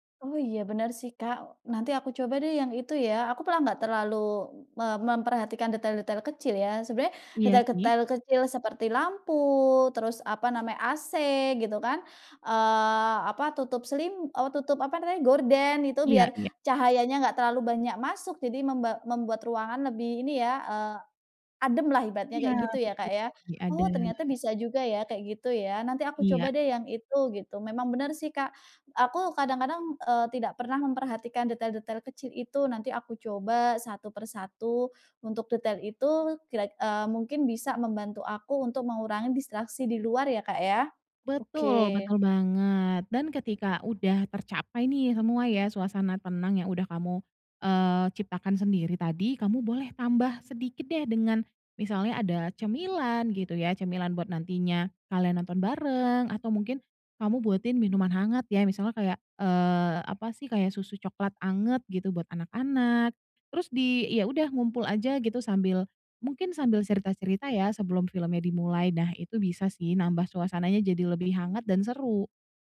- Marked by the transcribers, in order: none
- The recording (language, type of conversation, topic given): Indonesian, advice, Bagaimana caranya menciptakan suasana santai di rumah agar nyaman untuk menonton film dan bersantai?